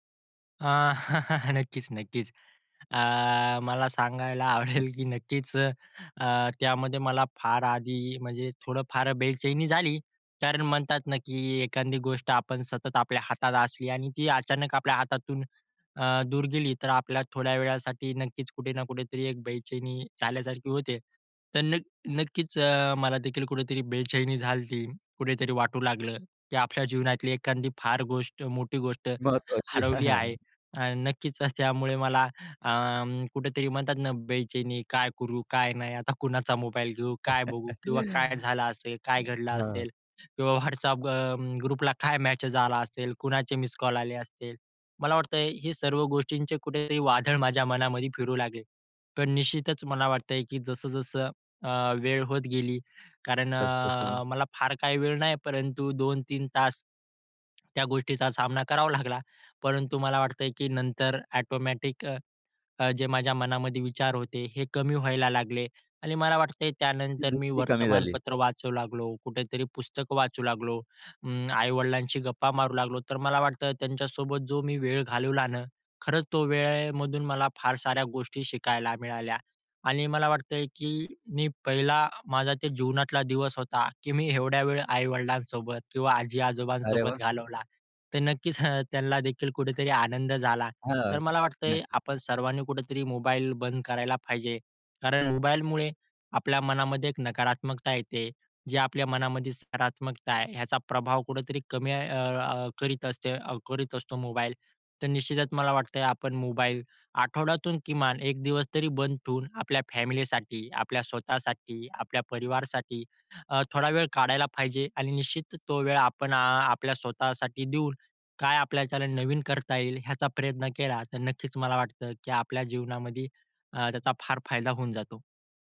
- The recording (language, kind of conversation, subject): Marathi, podcast, थोडा वेळ मोबाईल बंद ठेवून राहिल्यावर कसा अनुभव येतो?
- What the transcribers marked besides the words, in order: chuckle; tapping; chuckle; laughing while speaking: "हां, हां"; chuckle; other noise; laughing while speaking: "WhatsApp अ, ग ग्रुप ला"; in English: "ग्रुप"; laughing while speaking: "वादळ"; chuckle